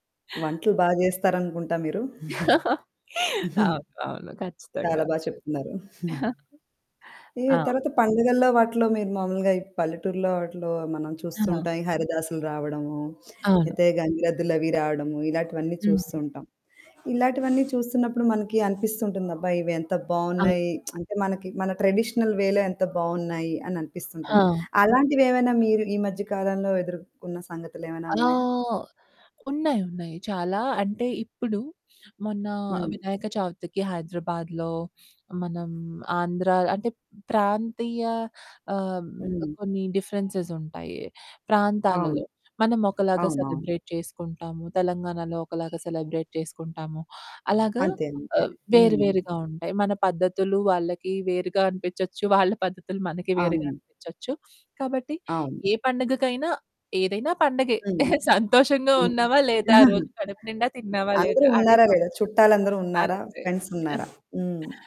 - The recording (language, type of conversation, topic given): Telugu, podcast, పండుగ రోజుల్లో స్నేహితులతో కలిసి తప్పక తినాల్సిన ఆహారం ఏది?
- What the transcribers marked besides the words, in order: static; laugh; chuckle; giggle; background speech; other background noise; sniff; lip smack; in English: "ట్రెడిషనల్ వేలో"; in English: "సెలబ్రేట్"; horn; in English: "సెలబ్రేట్"; giggle; laughing while speaking: "సంతోషంగా ఉన్నావా లేదా రోజు?"; chuckle; distorted speech; sniff; in English: "ఫ్రెండ్స్"; giggle